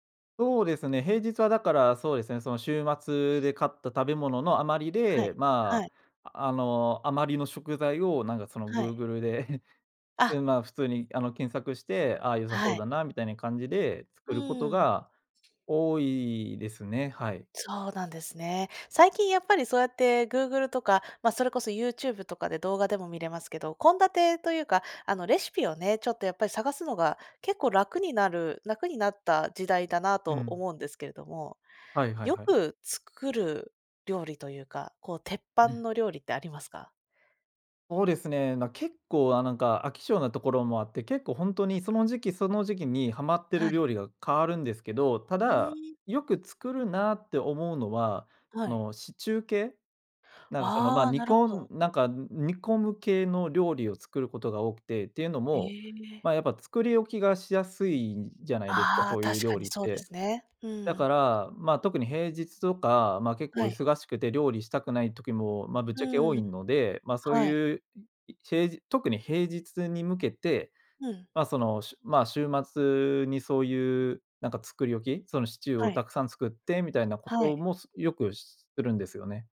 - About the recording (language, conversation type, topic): Japanese, podcast, 普段、食事の献立はどのように決めていますか？
- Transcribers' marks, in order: sniff; other background noise; sniff; other noise